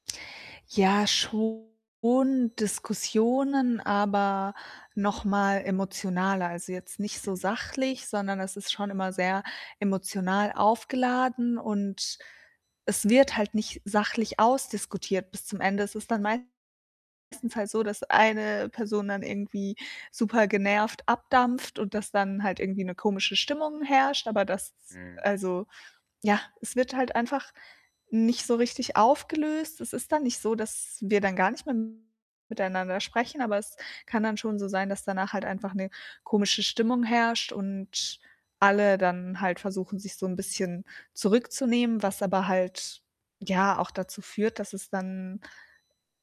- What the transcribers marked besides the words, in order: mechanical hum; distorted speech; other background noise
- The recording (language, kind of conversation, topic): German, advice, Wie gehe ich mit Konflikten und enttäuschten Erwartungen bei Feiern um?